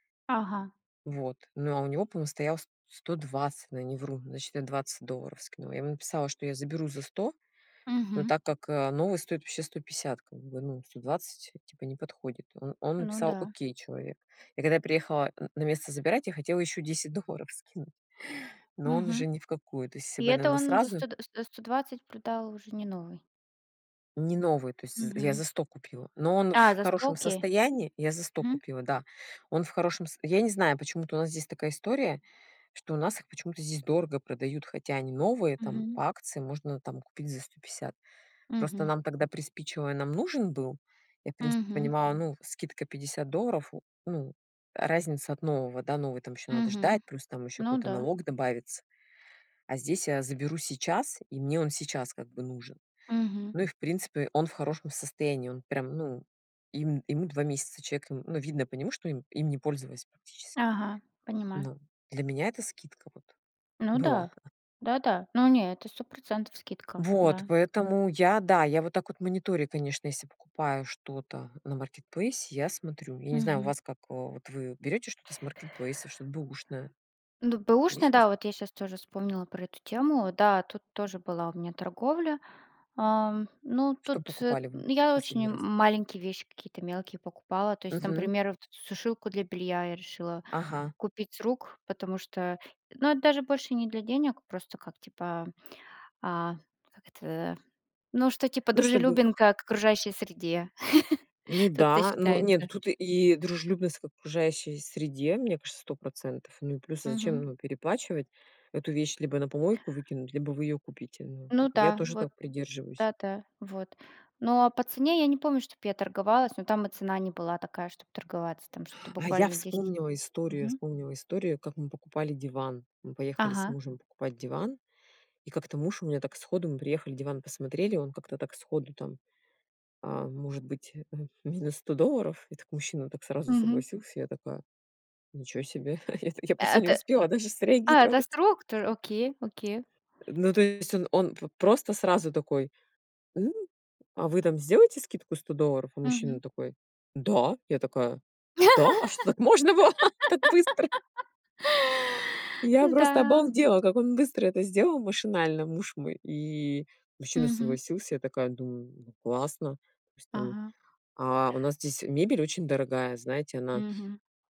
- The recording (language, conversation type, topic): Russian, unstructured, Вы когда-нибудь пытались договориться о скидке и как это прошло?
- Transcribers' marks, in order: laughing while speaking: "долларов скинуть"; chuckle; other background noise; chuckle; chuckle; laughing while speaking: "среагировать"; tapping; laugh; laughing while speaking: "можно было? Так быстро?"